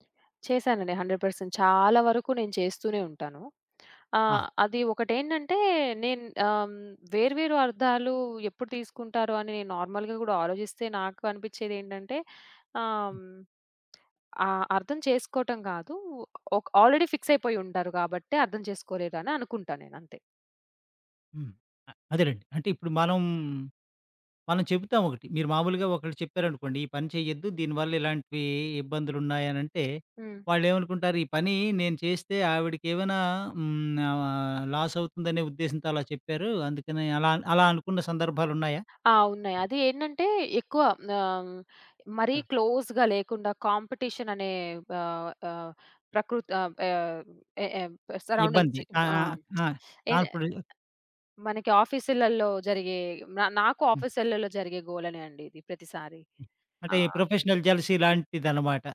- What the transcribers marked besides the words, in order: other background noise; in English: "హండ్రెడ్ పర్సెంట్"; in English: "నార్మల్‌గా"; in English: "ఆల్రెడీ"; in English: "క్లోజ్‌గా"; in English: "సరౌండింగ్స్"; lip smack; in English: "ప్రొఫెషనల్"
- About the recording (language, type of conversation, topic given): Telugu, podcast, ఒకే మాటను ఇద్దరు వేర్వేరు అర్థాల్లో తీసుకున్నప్పుడు మీరు ఎలా స్పందిస్తారు?